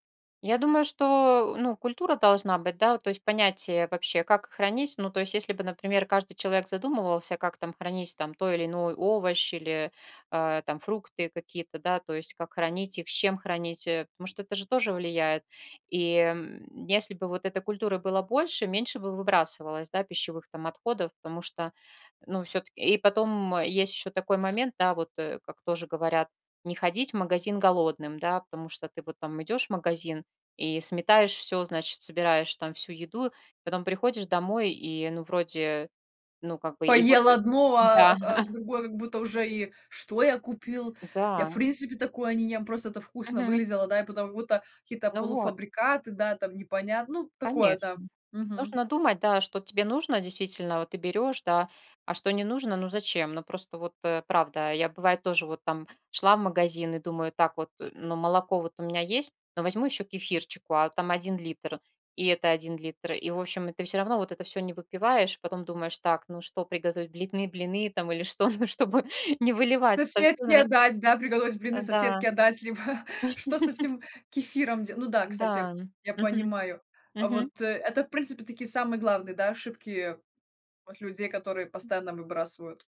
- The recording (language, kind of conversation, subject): Russian, podcast, Какие у вас есть советы, как уменьшить пищевые отходы дома?
- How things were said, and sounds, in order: laugh; chuckle; laughing while speaking: "либо"; laugh; other background noise